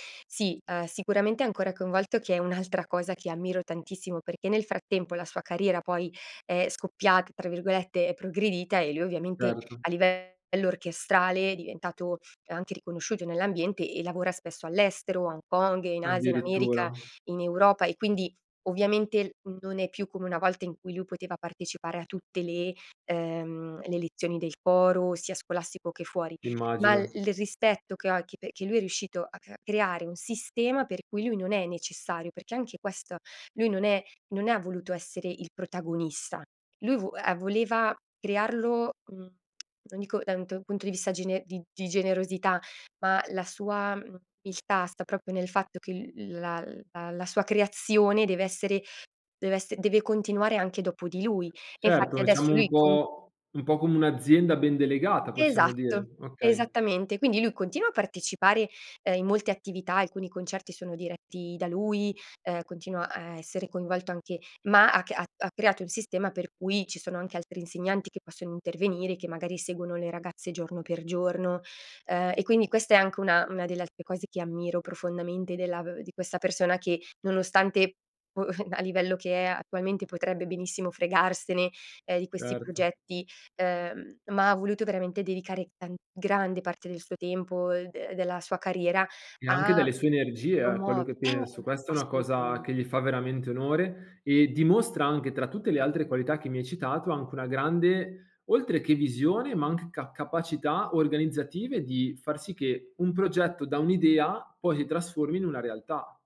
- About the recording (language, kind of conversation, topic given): Italian, podcast, Puoi raccontarmi di un insegnante che ti ha cambiato la vita?
- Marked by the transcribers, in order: tapping; tsk; "proprio" said as "propio"